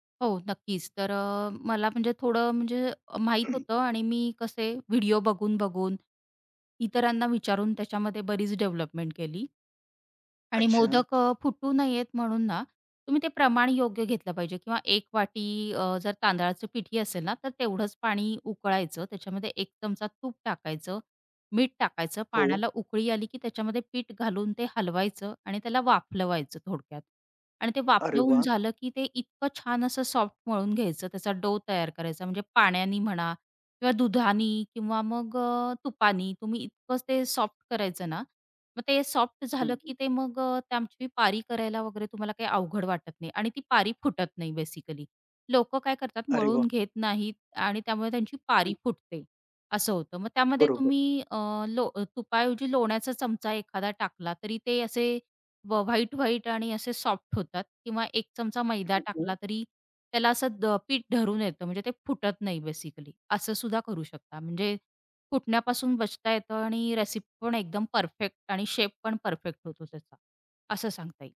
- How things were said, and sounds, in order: throat clearing; in English: "बेसिकली"; unintelligible speech; in English: "बेसिकली"
- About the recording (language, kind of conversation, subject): Marathi, podcast, ह्या छंदामुळे तुमच्या आयुष्यात कोणते बदल घडले?